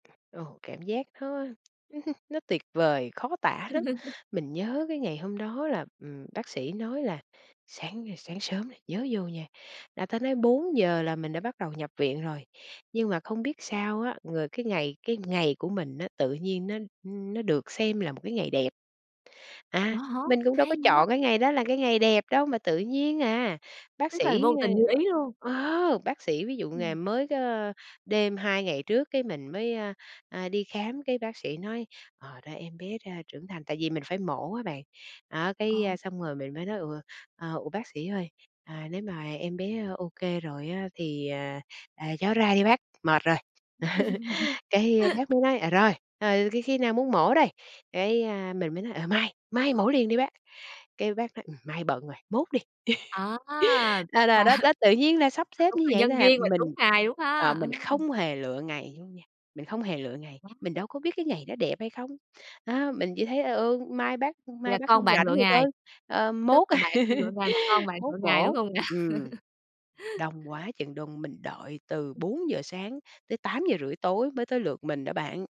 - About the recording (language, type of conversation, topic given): Vietnamese, podcast, Lần đầu làm cha hoặc mẹ, bạn đã cảm thấy thế nào?
- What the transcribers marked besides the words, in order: tapping; chuckle; laugh; other background noise; chuckle; laugh; chuckle; laughing while speaking: "Và"; chuckle; laughing while speaking: "nè?"; laugh